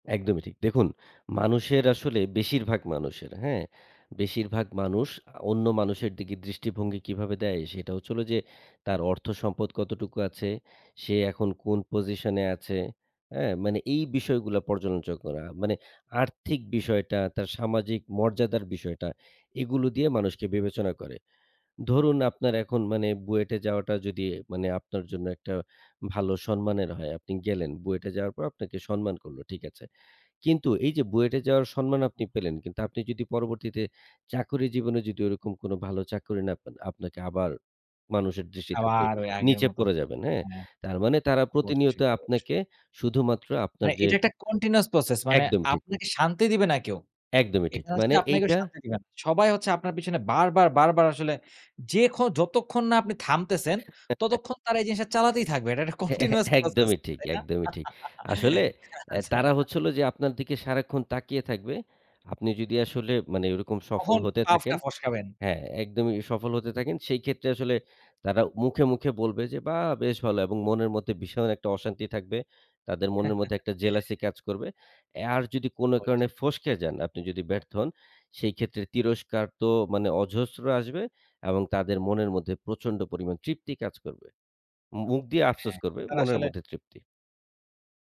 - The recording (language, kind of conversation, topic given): Bengali, podcast, আপনি ব্যর্থতার গল্প কীভাবে বলেন?
- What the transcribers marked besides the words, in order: in English: "position"; "সম্মানের" said as "সন্মানের"; "সম্মান" said as "সন্মান"; "সম্মান" said as "সন্মান"; in English: "continuous process"; chuckle; laughing while speaking: "continuous process"; in English: "continuous process"; chuckle; laughing while speaking: "আচ্ছা"; "পাটা" said as "পাফটা"; chuckle; in English: "jealousy"